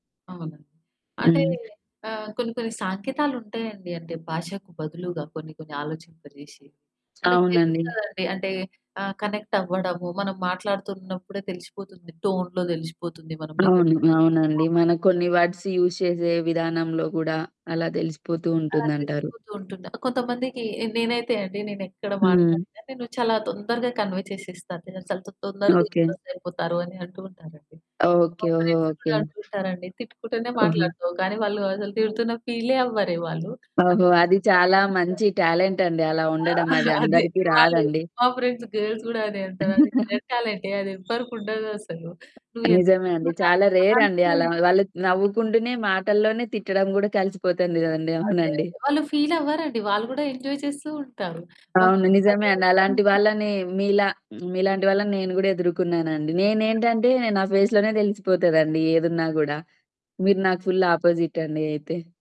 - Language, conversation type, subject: Telugu, podcast, మంచి సంభాషణ కోసం మీరు ఏ నియమాలు పాటిస్తారు?
- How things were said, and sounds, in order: other background noise; in English: "కనెక్ట్"; in English: "టోన్‌లో"; distorted speech; in English: "వర్డ్స్ యూజ్"; in English: "కన్వే"; in English: "ఇంప్రెస్"; in English: "ఫ్రెండ్స్"; in English: "డౌట్"; unintelligible speech; in English: "టాలెంట్"; laughing while speaking: "అదే"; in English: "ఫ్రెండ్స్ గర్ల్స్"; chuckle; in English: "రేర్"; in English: "ఆన్సర్"; laughing while speaking: "అవునండి"; in English: "ఫీల్"; in English: "ఎంజాయ్"; in English: "ఫ్రెండ్స్"; chuckle; in English: "ఫేస్"; in English: "ఫుల్ ఆపోజిట్"